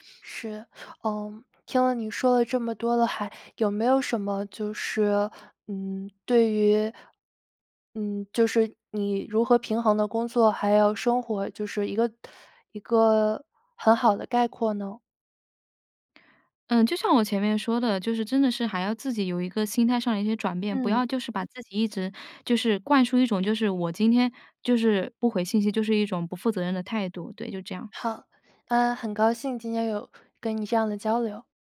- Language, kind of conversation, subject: Chinese, podcast, 如何在工作和生活之间划清并保持界限？
- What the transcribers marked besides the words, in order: none